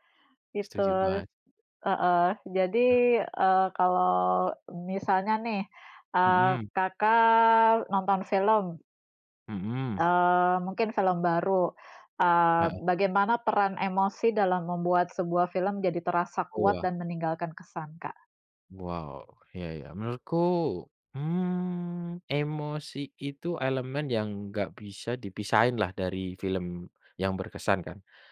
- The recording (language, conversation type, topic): Indonesian, unstructured, Apa yang membuat cerita dalam sebuah film terasa kuat dan berkesan?
- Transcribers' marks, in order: other background noise; tapping; drawn out: "Kakak"; drawn out: "mmm"